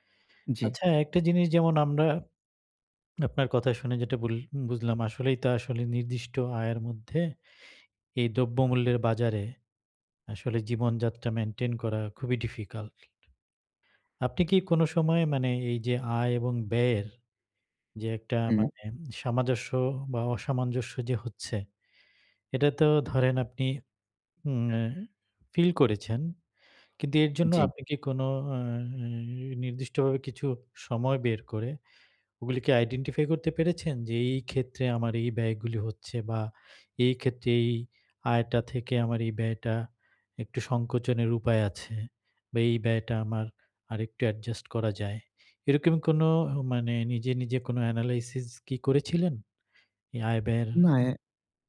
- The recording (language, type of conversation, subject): Bengali, advice, আর্থিক দুশ্চিন্তা কমাতে আমি কীভাবে বাজেট করে সঞ্চয় শুরু করতে পারি?
- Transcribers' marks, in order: tapping